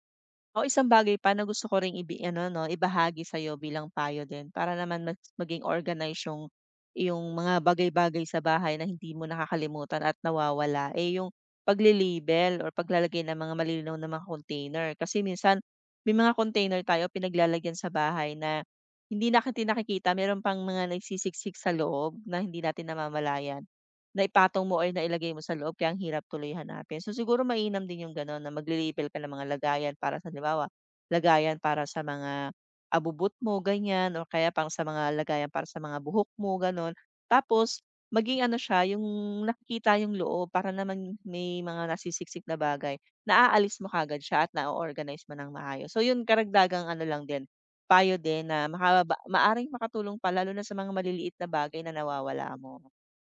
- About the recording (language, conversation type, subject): Filipino, advice, Paano ko maaayos ang aking lugar ng trabaho kapag madalas nawawala ang mga kagamitan at kulang ang oras?
- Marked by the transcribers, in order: "natin" said as "nakatin"; tapping